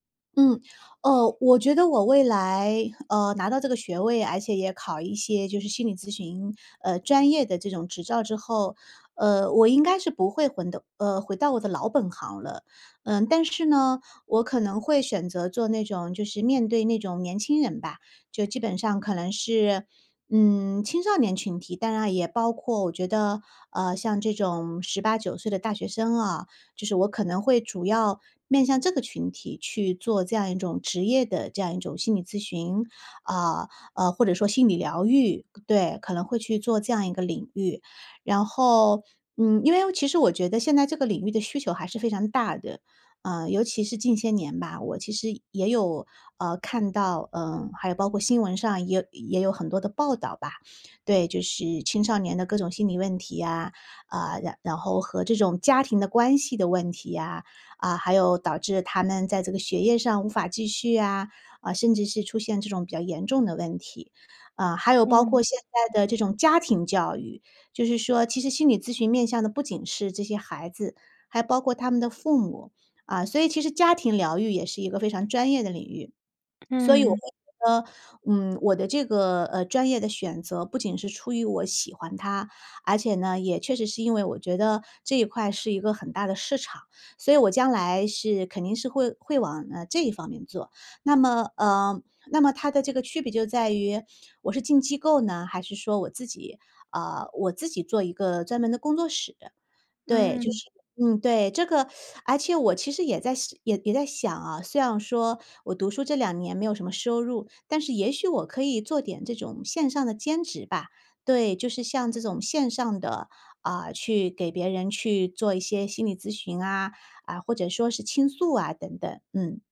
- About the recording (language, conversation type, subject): Chinese, advice, 我该选择回学校继续深造，还是继续工作？
- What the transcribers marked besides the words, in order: "回到" said as "浑到"; tapping; other noise; teeth sucking